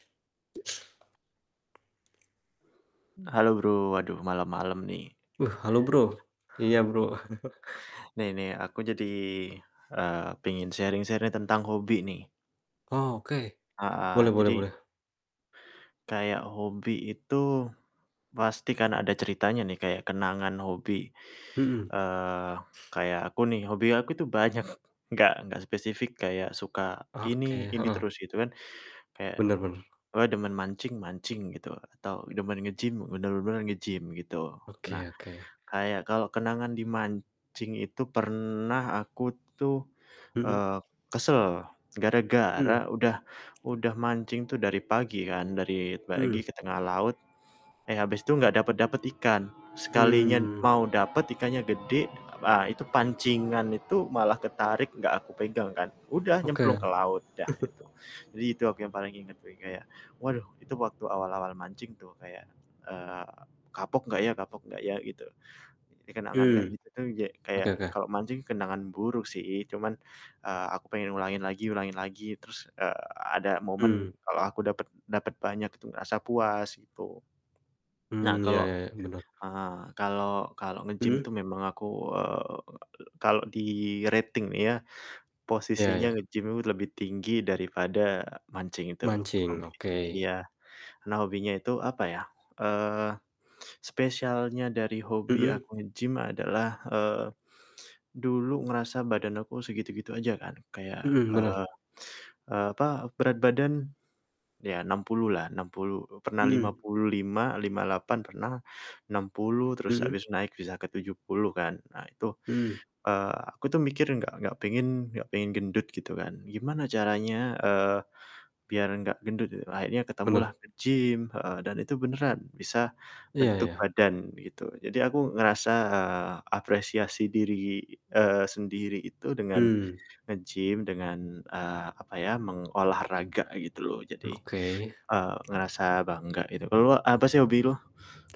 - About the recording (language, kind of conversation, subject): Indonesian, unstructured, Apa kenangan paling berkesan yang kamu punya dari hobimu?
- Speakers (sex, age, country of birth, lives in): male, 25-29, Indonesia, Indonesia; male, 45-49, Indonesia, Indonesia
- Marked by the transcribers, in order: other background noise; chuckle; in English: "sharing-sharing"; tapping; chuckle; in English: "di-rating"; static